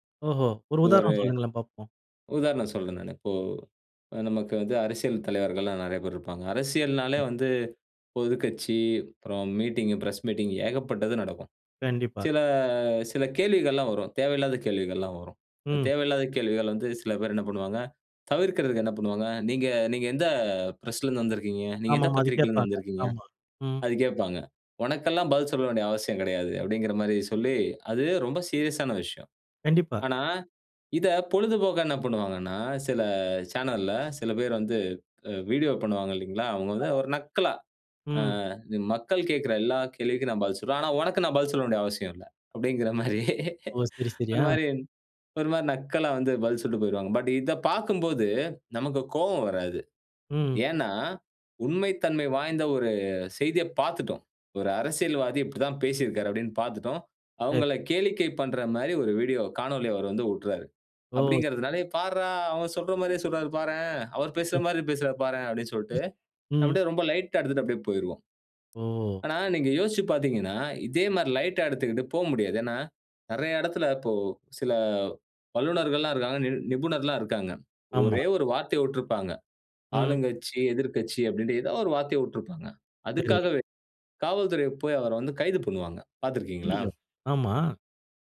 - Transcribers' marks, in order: other background noise; laughing while speaking: "அப்படின்கிற மாரி"; tapping
- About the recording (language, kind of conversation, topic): Tamil, podcast, செய்திகளும் பொழுதுபோக்கும் ஒன்றாக கலந்தால் அது நமக்கு நல்லதா?